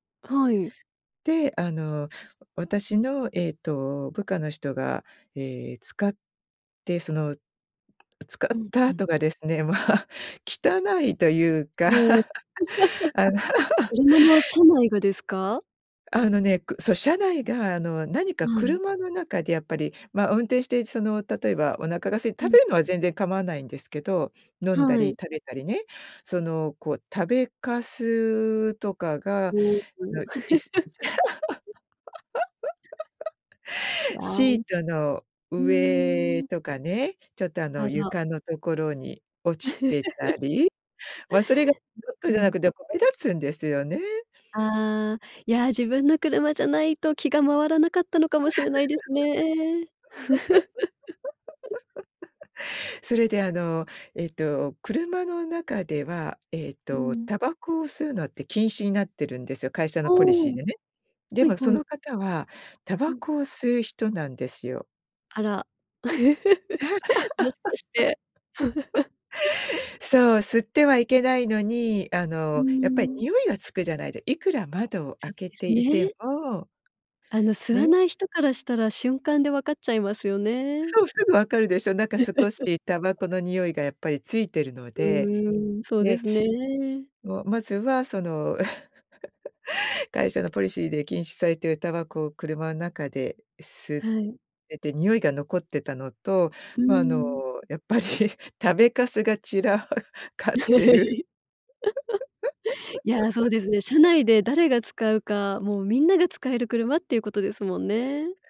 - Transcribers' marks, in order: laughing while speaking: "ま、汚いというか。あの"; laugh; chuckle; laugh; laugh; laugh; laugh; laugh; laugh; tapping; laugh; laugh; laughing while speaking: "やっぱり食べかすが散らかってる"; laughing while speaking: "はい"; laugh
- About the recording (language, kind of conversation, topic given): Japanese, podcast, 相手を責めずに伝えるには、どう言えばいいですか？